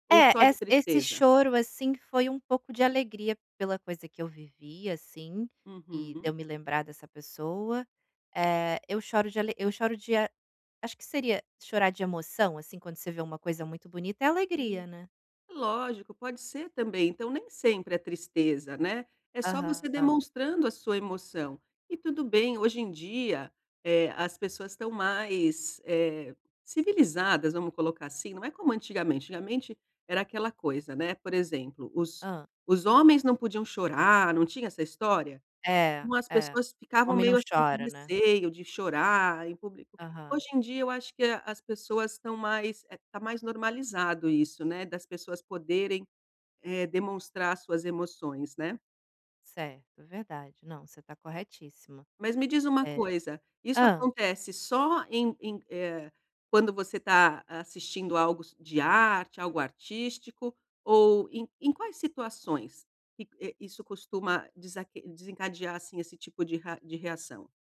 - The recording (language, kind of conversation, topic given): Portuguese, advice, Como posso regular reações emocionais intensas no dia a dia?
- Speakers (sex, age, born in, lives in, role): female, 35-39, Brazil, Italy, user; female, 50-54, Brazil, Portugal, advisor
- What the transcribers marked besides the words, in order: other background noise; tapping